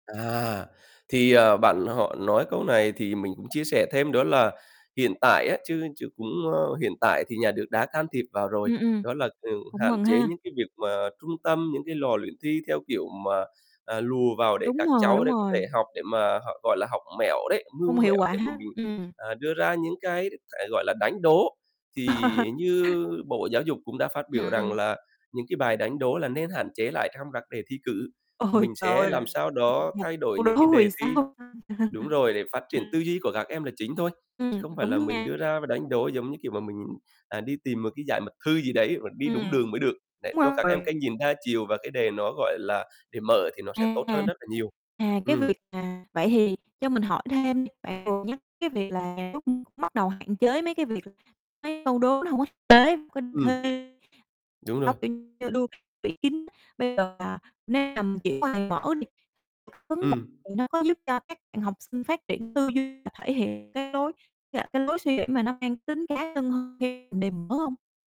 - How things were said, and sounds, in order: other background noise; distorted speech; laugh; unintelligible speech; laughing while speaking: "Ôi"; unintelligible speech; laugh; unintelligible speech; unintelligible speech
- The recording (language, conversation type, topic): Vietnamese, podcast, Bạn nghĩ thi cử quan trọng đến đâu so với việc học thực hành?